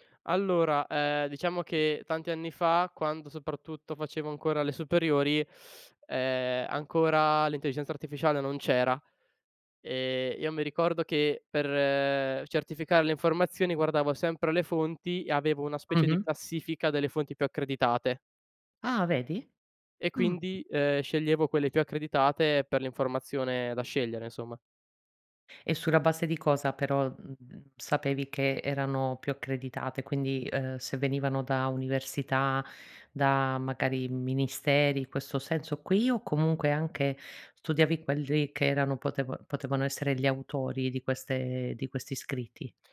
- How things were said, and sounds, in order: tapping
- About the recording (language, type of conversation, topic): Italian, podcast, Come affronti il sovraccarico di informazioni quando devi scegliere?